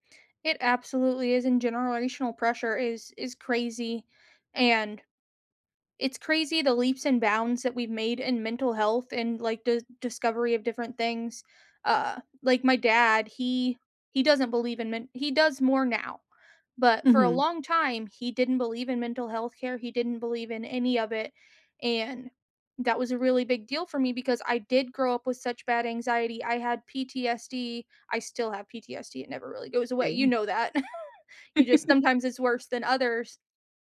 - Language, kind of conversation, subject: English, unstructured, What boundaries help your relationships feel safe, warm, and connected, and how do you share them kindly?
- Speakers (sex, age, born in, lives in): female, 30-34, United States, United States; female, 30-34, United States, United States
- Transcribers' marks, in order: chuckle; laugh